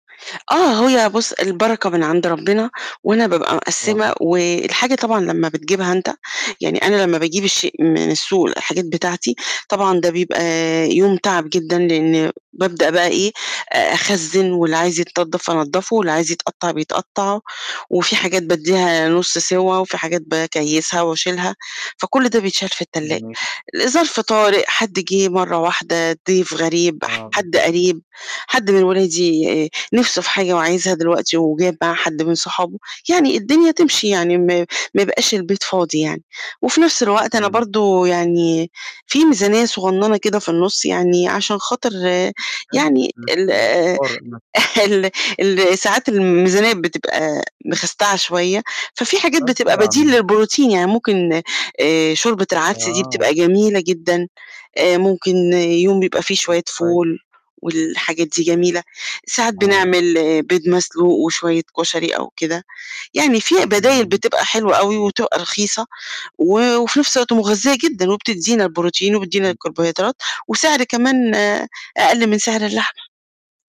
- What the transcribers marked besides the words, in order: distorted speech; unintelligible speech; chuckle
- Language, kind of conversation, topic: Arabic, podcast, إزاي بتنظّم ميزانية الأكل بتاعتك على مدار الأسبوع؟